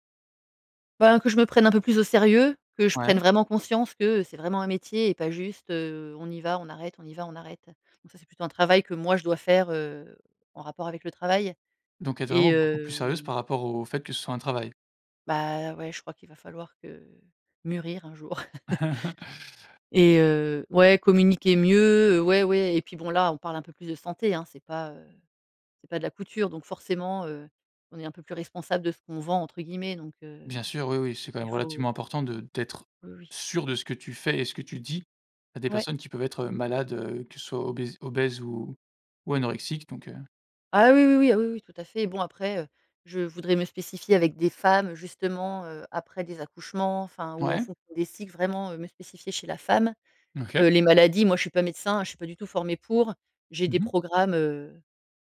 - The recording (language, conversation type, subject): French, podcast, Comment transformer une compétence en un travail rémunéré ?
- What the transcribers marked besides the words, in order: chuckle; stressed: "sûre"; stressed: "femmes"; stressed: "femme"